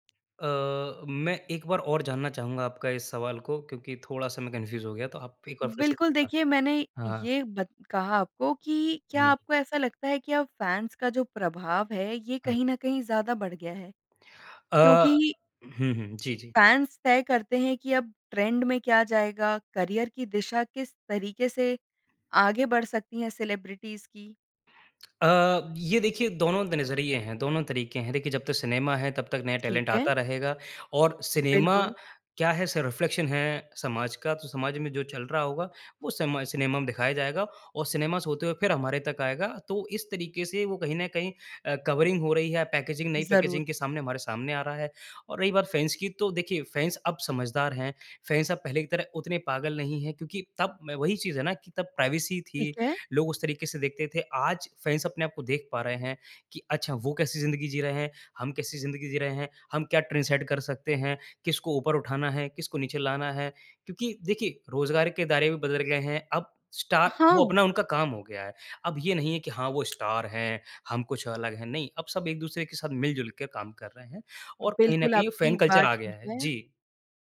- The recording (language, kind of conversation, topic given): Hindi, podcast, सोशल मीडिया ने सेलिब्रिटी संस्कृति को कैसे बदला है, आपके विचार क्या हैं?
- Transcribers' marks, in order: in English: "कंफ्यूज़"; in English: "फैन्स"; in English: "फैन्स"; in English: "ट्रेंड"; in English: "करिअर"; in English: "सेलेब्रिटीज़"; in English: "टैलेंट"; in English: "रिफ़्लेक्शन"; in English: "कवरिंग"; in English: "पैकेजिंग"; in English: "पैकेजिंग"; in English: "फ़ैन्स"; in English: "फ़ैन्स"; in English: "फ़ैन्स"; in English: "प्राइवेसी"; in English: "फ़ैन्स"; in English: "ट्रेंड सेट"; in English: "स्टार"; in English: "स्टार"; in English: "फ़ैन कल्चर"